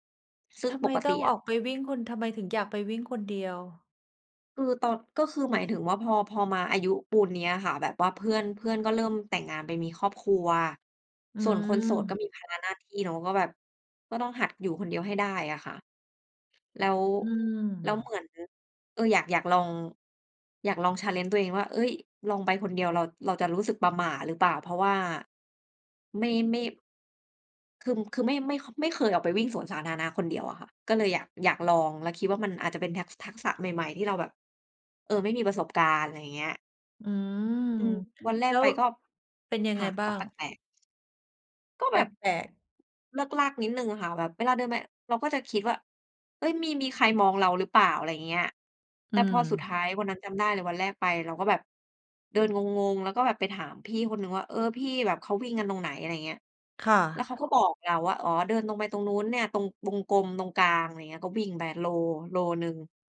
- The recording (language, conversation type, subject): Thai, unstructured, คุณเริ่มต้นฝึกทักษะใหม่ ๆ อย่างไรเมื่อไม่มีประสบการณ์?
- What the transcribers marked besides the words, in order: in English: "challenge"